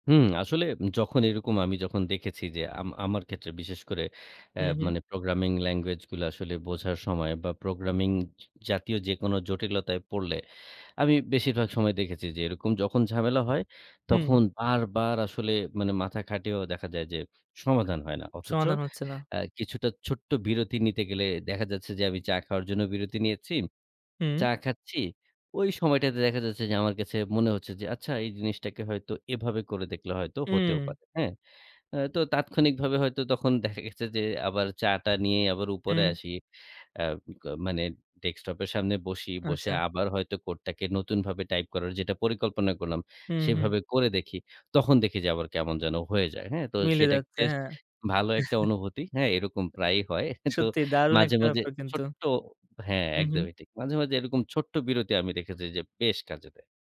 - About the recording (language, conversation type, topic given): Bengali, podcast, ছোট ছোট পদক্ষেপ নিয়ে কীভাবে বড় লক্ষ্যকে আরও কাছে আনতে পারি?
- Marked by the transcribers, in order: tapping; unintelligible speech; other background noise; chuckle; "দেখেছি" said as "রেখেছি"